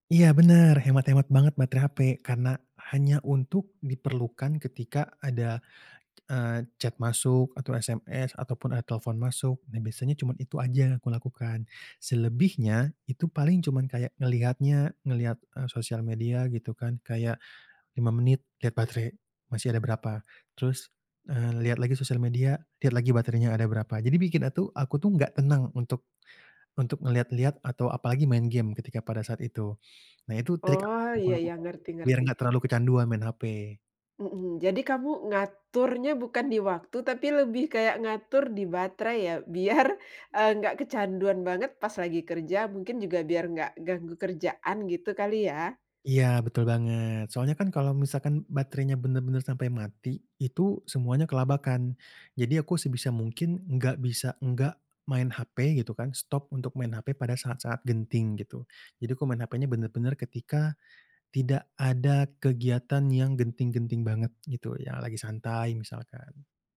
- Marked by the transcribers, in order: in English: "chat"; snort; other background noise; tapping
- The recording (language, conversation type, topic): Indonesian, podcast, Bagaimana kebiasaanmu menggunakan ponsel pintar sehari-hari?